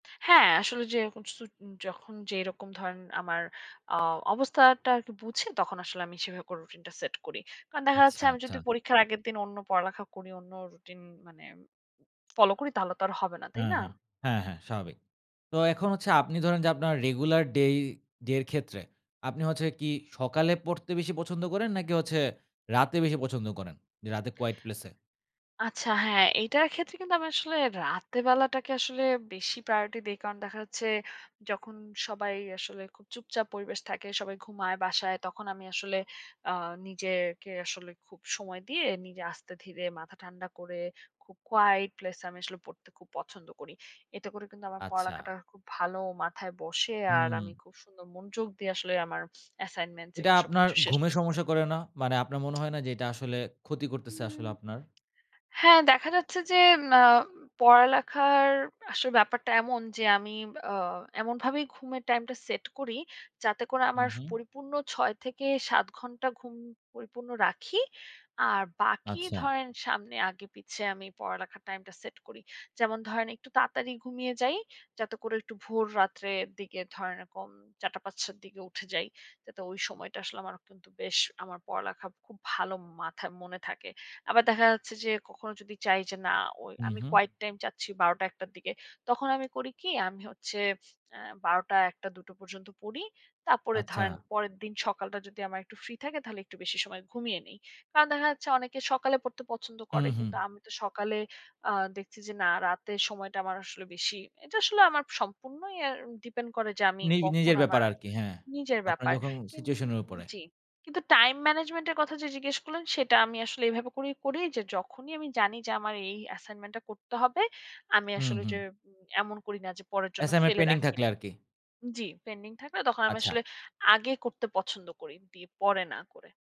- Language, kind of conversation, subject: Bengali, podcast, আপনি পড়াশোনার সময় সময়টা কীভাবে দক্ষভাবে পরিচালনা করেন?
- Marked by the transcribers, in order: tapping; other background noise